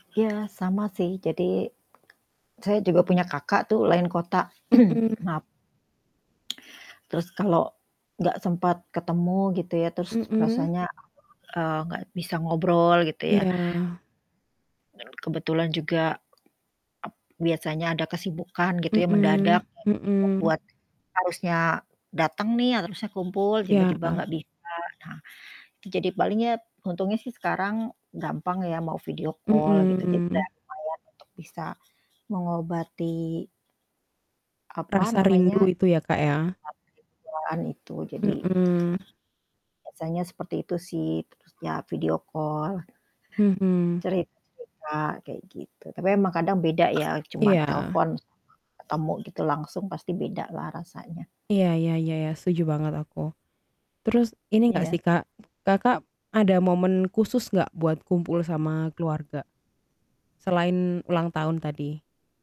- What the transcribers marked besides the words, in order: static; other background noise; distorted speech; throat clearing; unintelligible speech; in English: "video call"; unintelligible speech; in English: "video call"; tapping
- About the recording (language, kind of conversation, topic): Indonesian, unstructured, Tradisi keluarga apa yang selalu membuatmu merasa bahagia?